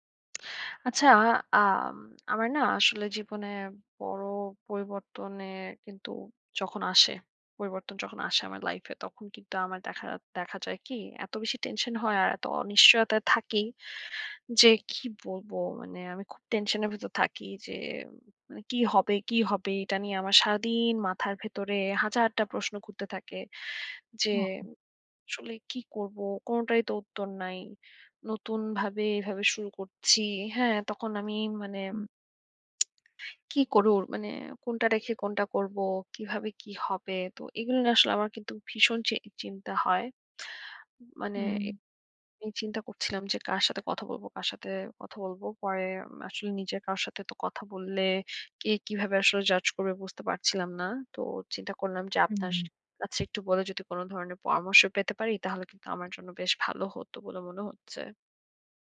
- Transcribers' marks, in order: lip smack; tsk; tapping
- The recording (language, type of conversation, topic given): Bengali, advice, বড় জীবনের পরিবর্তনের সঙ্গে মানিয়ে নিতে আপনার উদ্বেগ ও অনিশ্চয়তা কেমন ছিল?